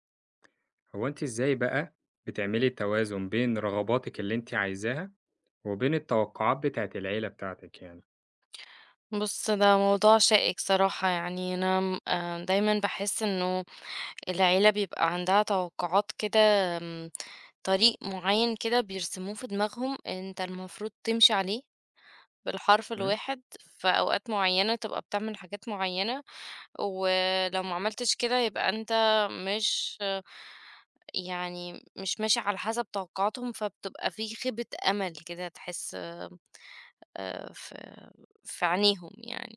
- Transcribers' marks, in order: tapping
- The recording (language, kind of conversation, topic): Arabic, podcast, إزاي نلاقي توازن بين رغباتنا وتوقعات العيلة؟
- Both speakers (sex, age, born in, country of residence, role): female, 30-34, Egypt, Romania, guest; male, 25-29, Egypt, Egypt, host